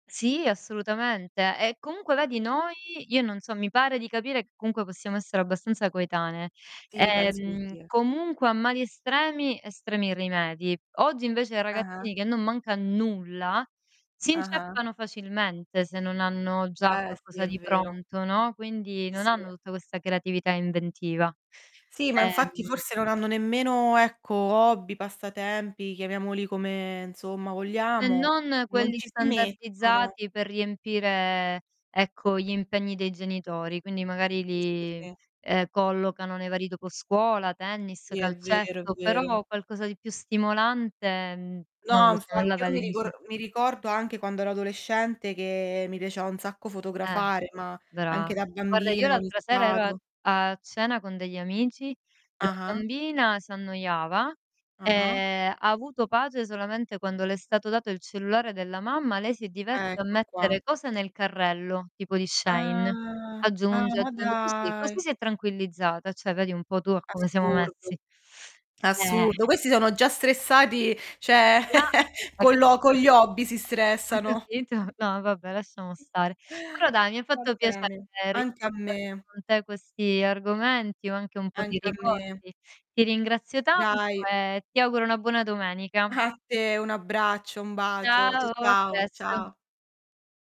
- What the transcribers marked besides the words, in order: distorted speech; "infatti" said as "nfatti"; drawn out: "che"; other background noise; drawn out: "e"; surprised: "Ah. Ah, ma dai"; drawn out: "Ah"; teeth sucking; chuckle; chuckle
- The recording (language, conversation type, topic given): Italian, unstructured, Come può un hobby creativo aiutarti quando sei stressato?